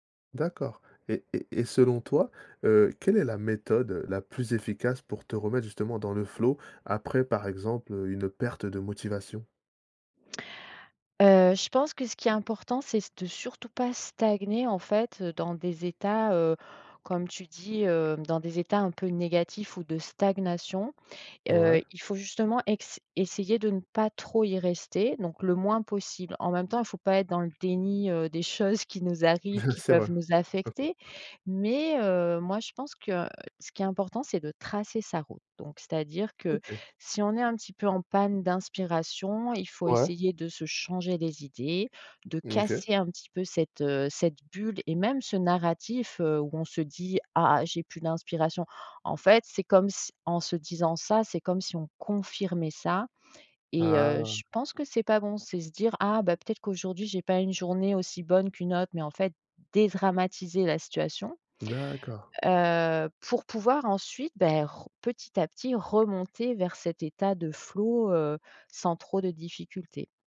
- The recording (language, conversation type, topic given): French, podcast, Quel conseil donnerais-tu pour retrouver rapidement le flow ?
- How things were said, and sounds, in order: laughing while speaking: "choses"; chuckle; other background noise